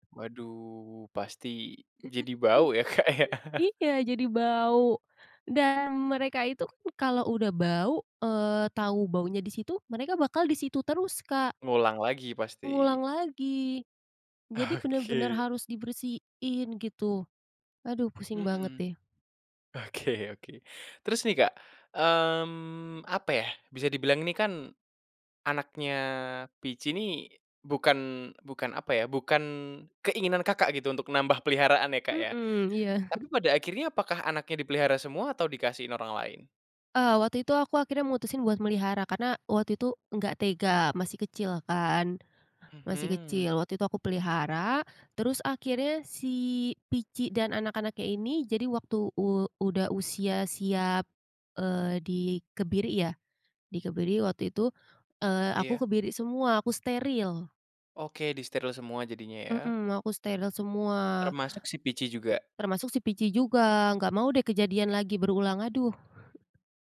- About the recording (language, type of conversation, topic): Indonesian, podcast, Apa kenangan terbaikmu saat memelihara hewan peliharaan pertamamu?
- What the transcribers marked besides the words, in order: chuckle; laughing while speaking: "ya, Kak, ya?"; chuckle; laughing while speaking: "Oke"; laughing while speaking: "Oke oke"; laughing while speaking: "iya"; other background noise; chuckle